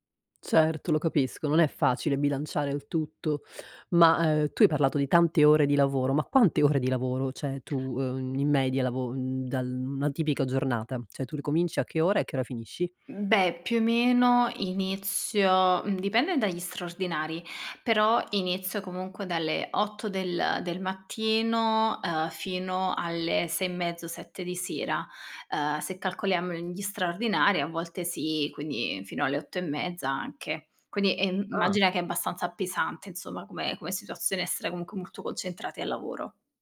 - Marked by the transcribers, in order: laughing while speaking: "ore"; "Cioè" said as "ceh"; "Cioè" said as "ceh"
- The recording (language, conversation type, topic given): Italian, advice, Come posso gestire il senso di colpa per aver trascurato famiglia e amici a causa del lavoro?